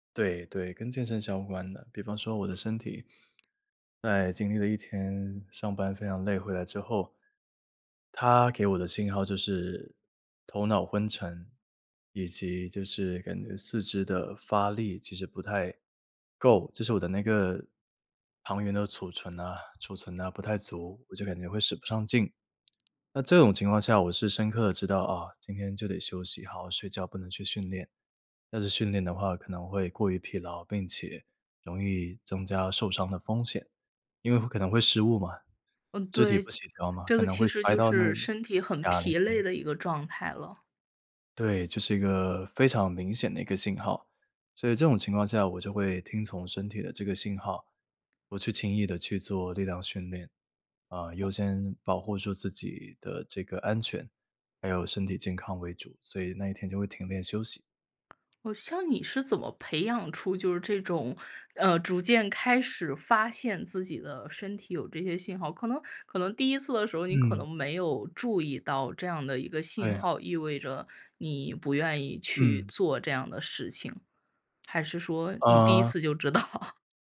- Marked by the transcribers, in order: other background noise; laughing while speaking: "知道"
- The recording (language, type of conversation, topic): Chinese, podcast, 你能跟我分享一次你听从身体直觉的经历吗？